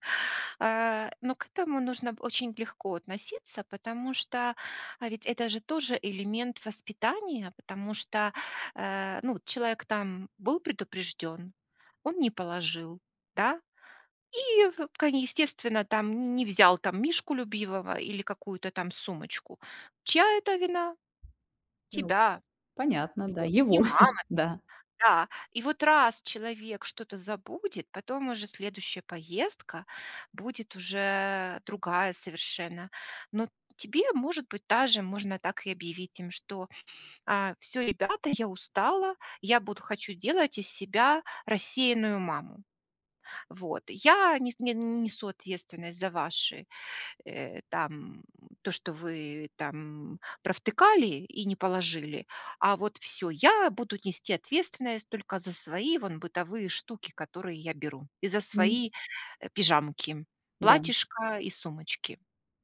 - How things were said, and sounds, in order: "вполне" said as "вкани"; tapping; chuckle
- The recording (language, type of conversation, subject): Russian, advice, Как мне меньше уставать и нервничать в поездках?